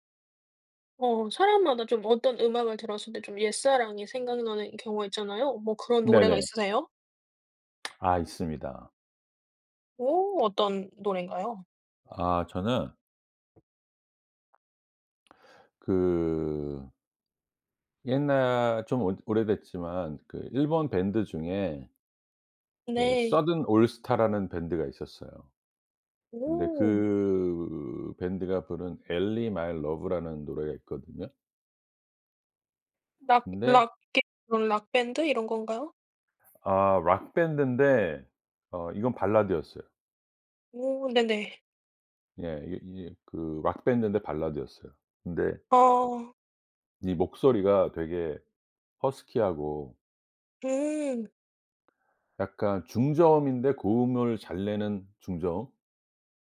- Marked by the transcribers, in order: lip smack; tapping; other background noise; put-on voice: "락밴드인데"; put-on voice: "락밴드인데"
- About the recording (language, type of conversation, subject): Korean, podcast, 어떤 음악을 들으면 옛사랑이 생각나나요?